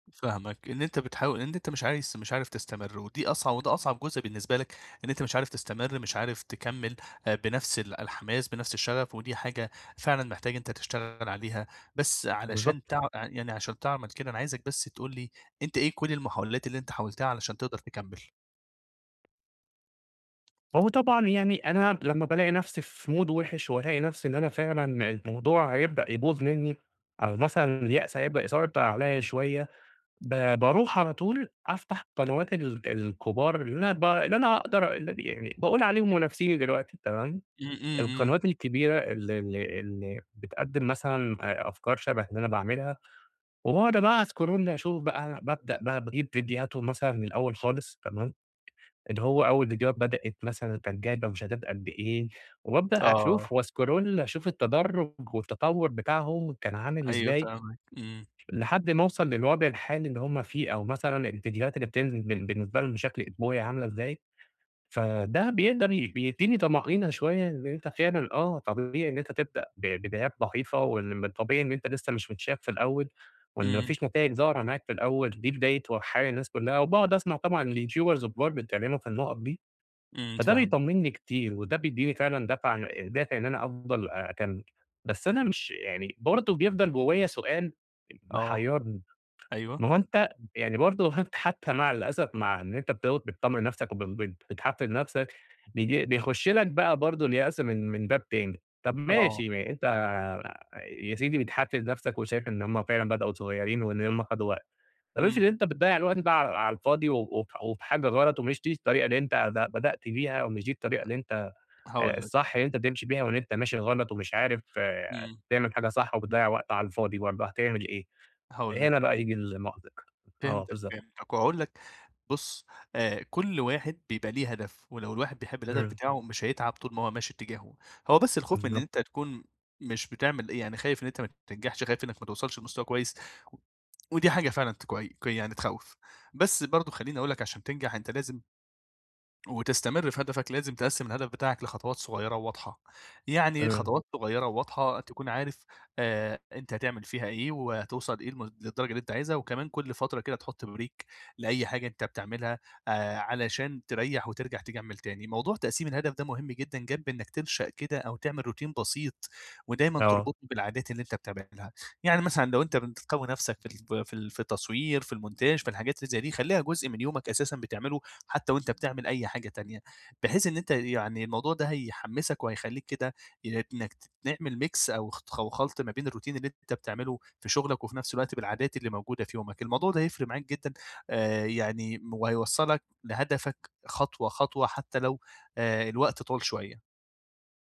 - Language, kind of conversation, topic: Arabic, advice, إزاي أفضل متحفّز وأحافظ على الاستمرارية في أهدافي اليومية؟
- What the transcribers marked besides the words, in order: tapping; in English: "مود"; in English: "اسكرول"; in English: "واسكرول"; unintelligible speech; laughing while speaking: "حتى مع"; unintelligible speech; unintelligible speech; in English: "Break"; in English: "روتين"; in French: "المونتاج"; in English: "Mix"; in English: "الروتين"